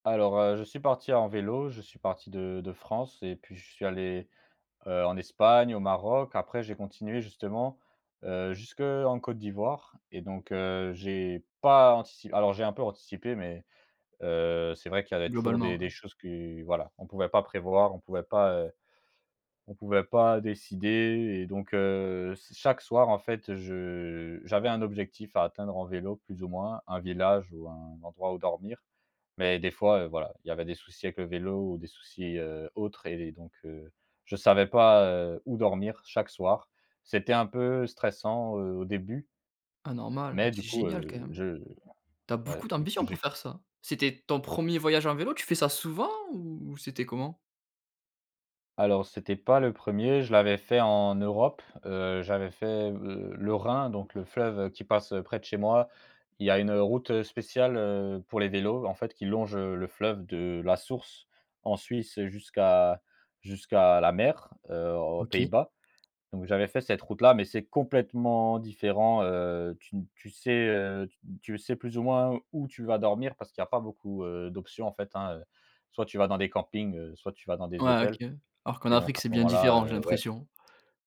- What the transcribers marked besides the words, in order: other background noise
- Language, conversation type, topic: French, podcast, Quelle crainte as-tu surmontée pendant un voyage ?